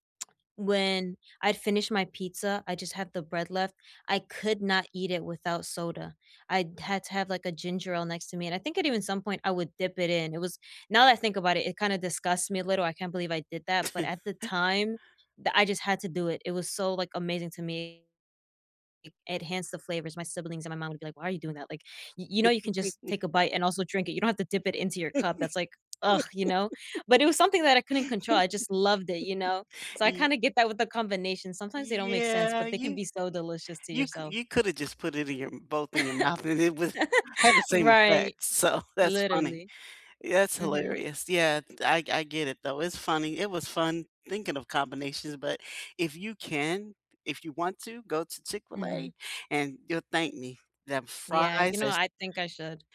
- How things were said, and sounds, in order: other background noise; chuckle; chuckle; chuckle; tapping; chuckle; drawn out: "Yeah"; laugh; laughing while speaking: "So, that's"
- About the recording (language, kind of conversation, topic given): English, unstructured, What comfort food do you turn to, and what is the story behind it?
- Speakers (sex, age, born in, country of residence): female, 18-19, United States, United States; female, 55-59, United States, United States